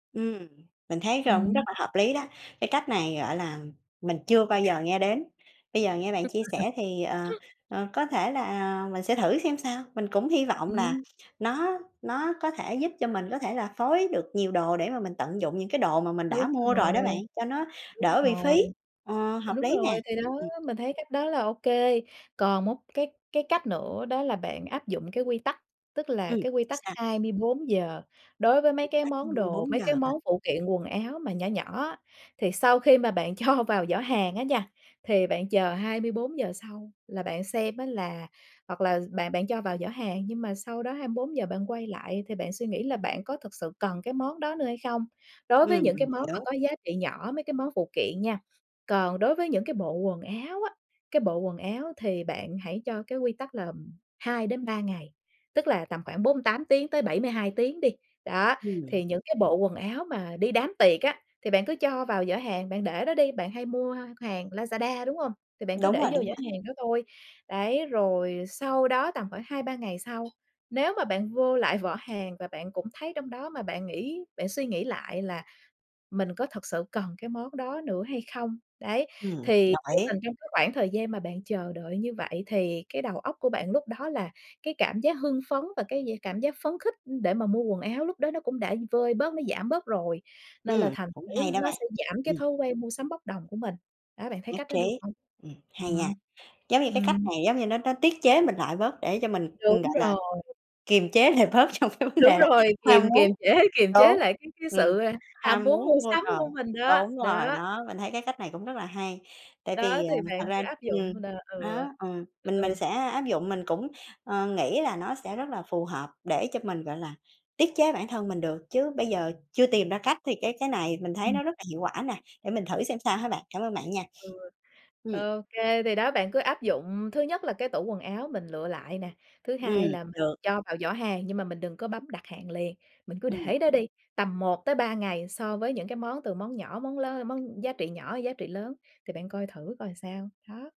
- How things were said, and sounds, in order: tapping; unintelligible speech; other noise; other background noise; laughing while speaking: "cho"; laughing while speaking: "lại bớt trong cái vấn đề là"; laughing while speaking: "Đúng rồi!"; laughing while speaking: "chế"
- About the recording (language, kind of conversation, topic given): Vietnamese, advice, Tôi mua nhiều quần áo nhưng hiếm khi mặc và cảm thấy lãng phí, tôi nên làm gì?